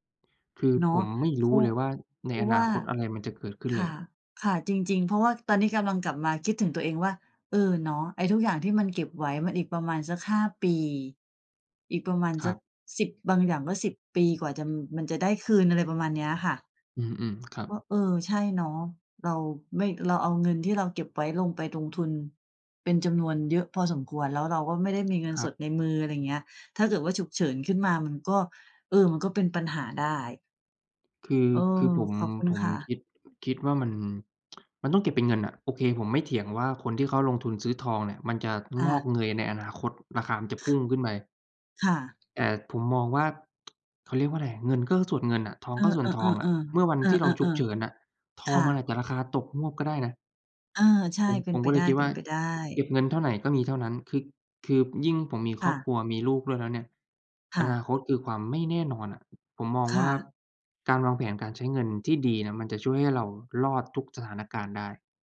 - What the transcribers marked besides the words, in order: tapping; other background noise; tsk
- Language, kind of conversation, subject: Thai, unstructured, คุณคิดว่าการวางแผนการใช้เงินช่วยให้ชีวิตดีขึ้นไหม?